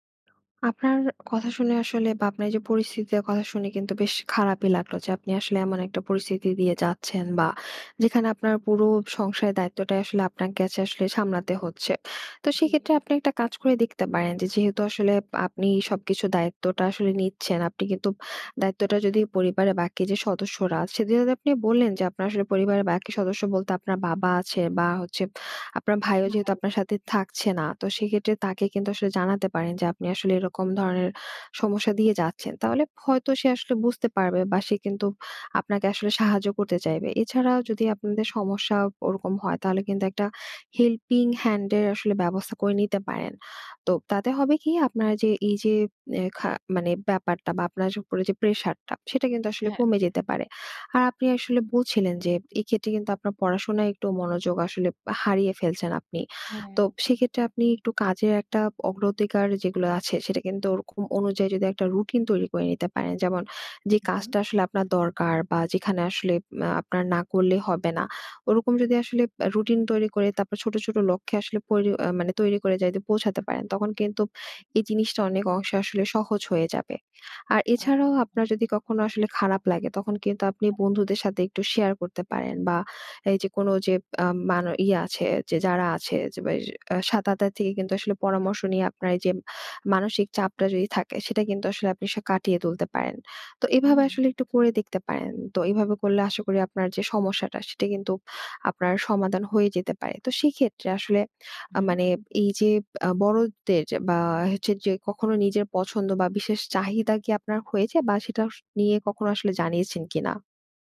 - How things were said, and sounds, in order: in English: "helping hand"; other background noise
- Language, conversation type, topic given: Bengali, advice, পরিবারের বড়জন অসুস্থ হলে তাঁর দেখভালের দায়িত্ব আপনি কীভাবে নেবেন?